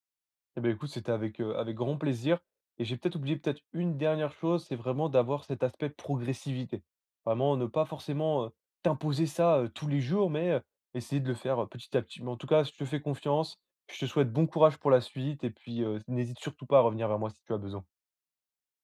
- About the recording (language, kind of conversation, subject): French, advice, Pourquoi n’arrive-je pas à me détendre après une journée chargée ?
- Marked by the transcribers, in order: stressed: "progressivité"; stressed: "t'imposer"